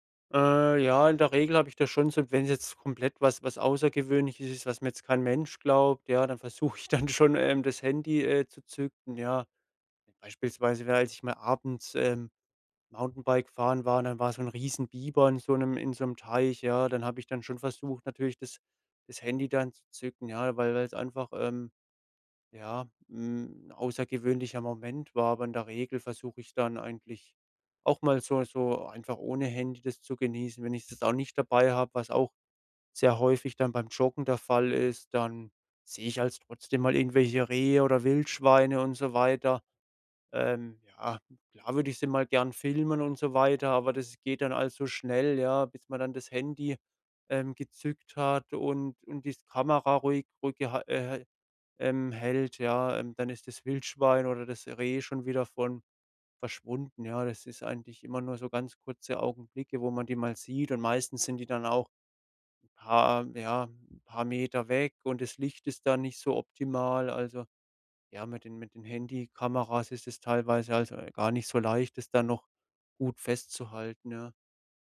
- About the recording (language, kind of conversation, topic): German, podcast, Wie hilft dir die Natur beim Abschalten vom digitalen Alltag?
- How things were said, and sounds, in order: laughing while speaking: "versuche ich dann"